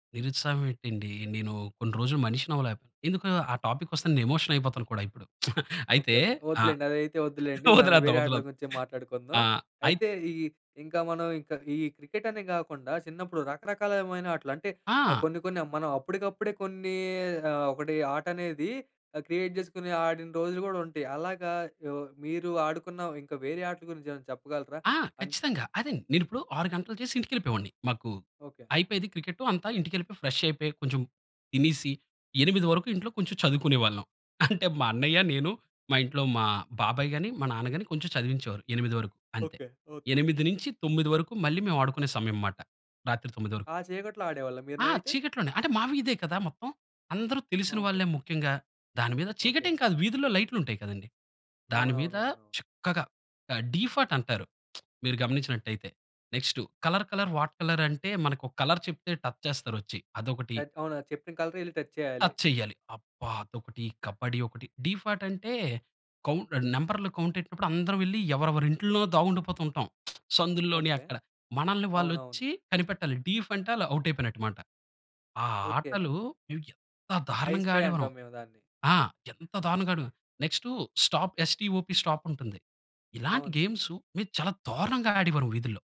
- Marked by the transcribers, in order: in English: "టాపిక్"; in English: "ఎమోషన్"; tsk; laugh; laughing while speaking: "వదిలేద్దాం, వదిలేద్దాం"; in English: "క్రికెట్"; in English: "క్రియేట్"; in English: "అండ్"; in English: "ఫ్రెష్"; laugh; in English: "డీఫట్"; tsk; in English: "నెక్స్ట్ కలర్ కలర్, వాట్ కలర్"; in English: "కలర్"; in English: "టచ్"; in English: "టచ్"; in English: "టచ్"; in English: "టచ్"; in English: "డీఫాట్"; in English: "కౌంట్"; in English: "కౌంట్"; tsk; in English: "డీఫ్"; in English: "ఔట్"; in English: "ఐస్ పే"; in English: "నెక్స్ట్ స్టాప్ ఎస్-టి-ఓ-పీ స్టాప్"
- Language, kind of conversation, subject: Telugu, podcast, వీధిలో ఆడే ఆటల గురించి నీకు ఏదైనా మధురమైన జ్ఞాపకం ఉందా?